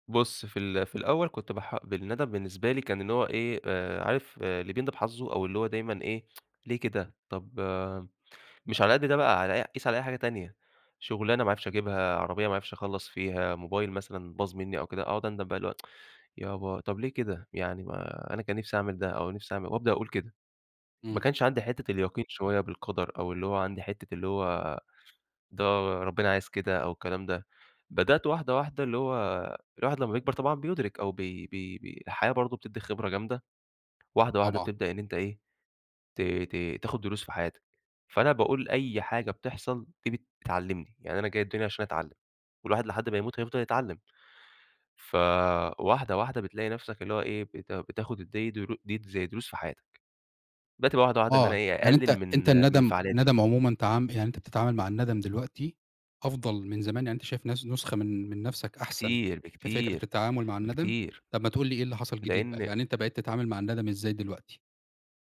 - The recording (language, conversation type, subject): Arabic, podcast, إزاي تقدر تحوّل ندمك لدرس عملي؟
- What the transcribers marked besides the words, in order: tsk; tsk; unintelligible speech; other background noise